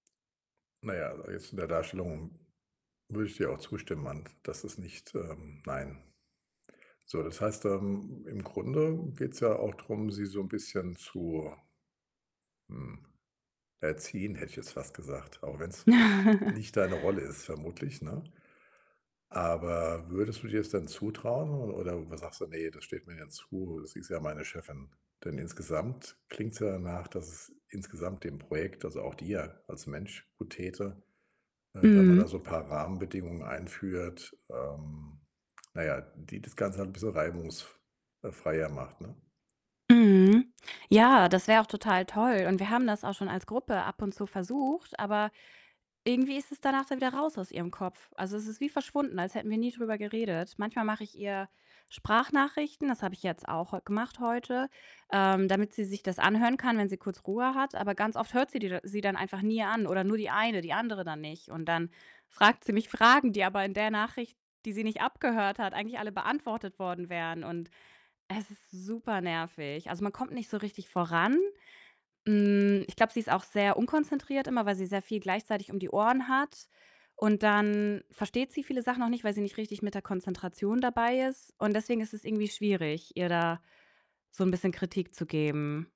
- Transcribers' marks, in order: tapping; laugh; distorted speech; stressed: "super"
- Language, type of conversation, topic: German, advice, Wie kann ich besser mit Kritik umgehen, ohne emotional zu reagieren?